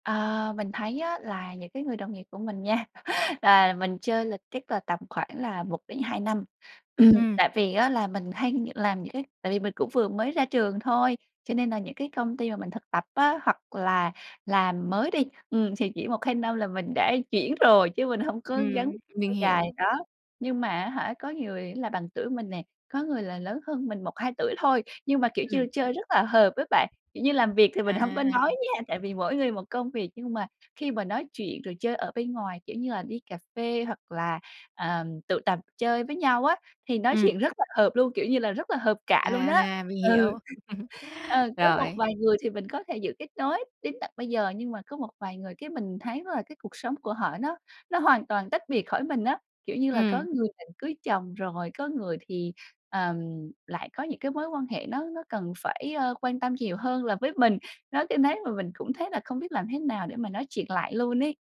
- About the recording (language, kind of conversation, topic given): Vietnamese, advice, Làm sao để duy trì kết nối khi môi trường xung quanh thay đổi?
- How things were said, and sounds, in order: chuckle; tapping; laughing while speaking: "Ừ"; chuckle